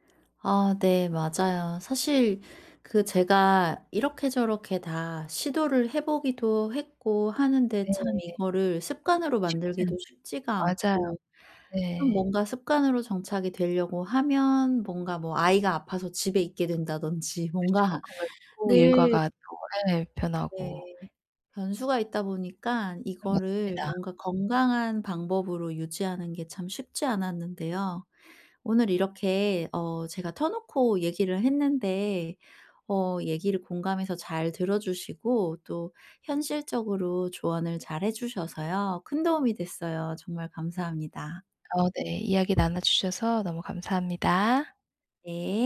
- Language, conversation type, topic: Korean, advice, 일과 가족의 균형을 어떻게 맞출 수 있을까요?
- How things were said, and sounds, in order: laughing while speaking: "된다든지 뭔가"; other background noise